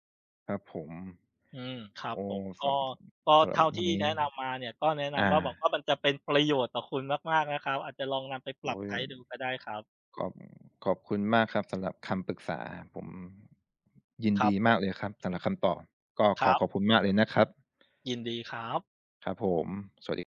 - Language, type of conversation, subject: Thai, advice, คุณเคยได้รับคำวิจารณ์ผลงานบนโซเชียลมีเดียแบบไหนที่ทำให้คุณเสียใจ?
- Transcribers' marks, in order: other background noise